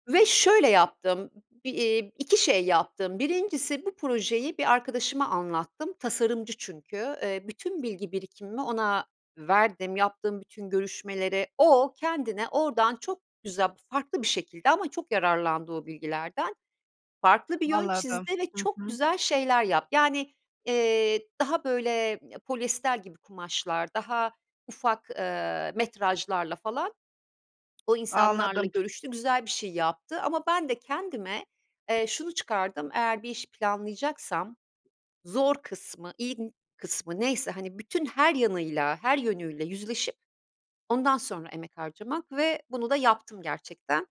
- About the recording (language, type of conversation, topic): Turkish, podcast, Pişmanlıklarını geleceğe yatırım yapmak için nasıl kullanırsın?
- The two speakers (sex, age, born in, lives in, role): female, 30-34, Turkey, Spain, host; female, 50-54, Turkey, Italy, guest
- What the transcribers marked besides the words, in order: stressed: "o"; tapping; other background noise; unintelligible speech